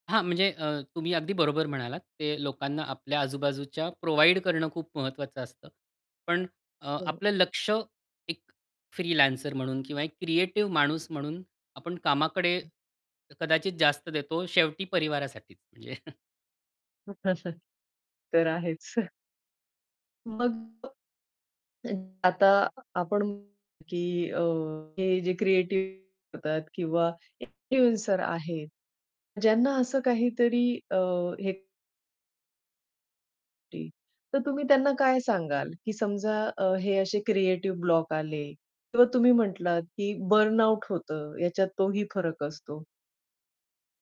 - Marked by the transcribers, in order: in English: "प्रोव्हाईड"; in English: "फ्रीलॅन्सर"; other background noise; chuckle; unintelligible speech; chuckle; distorted speech; in English: "इन्फ्लुएन्सर"; unintelligible speech; in English: "बर्नआउट"
- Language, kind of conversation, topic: Marathi, podcast, सर्जनशीलतेचा अडथळा आला की तुम्ही काय करता?